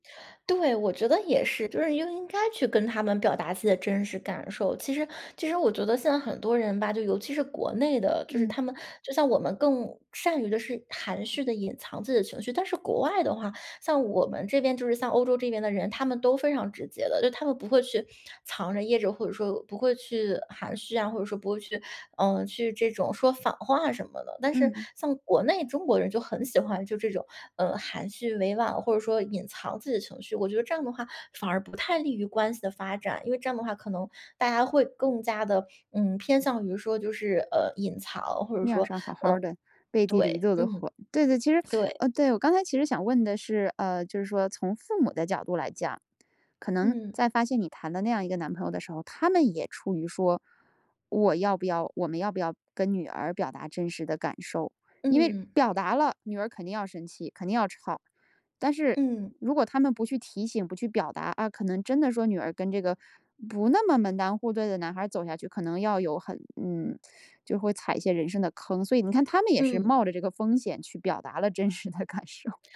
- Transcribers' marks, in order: tapping; other background noise; other noise; laughing while speaking: "真实的感受"
- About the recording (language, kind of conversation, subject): Chinese, podcast, 在关系里如何更好表达真实感受？